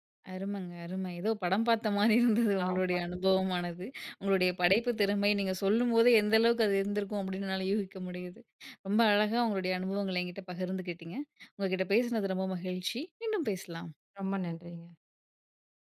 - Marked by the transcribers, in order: laughing while speaking: "மாரி இருந்தது உங்களுடய அனுபவமானது"; other noise
- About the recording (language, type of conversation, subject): Tamil, podcast, உன் படைப்புகள் உன்னை எப்படி காட்டுகின்றன?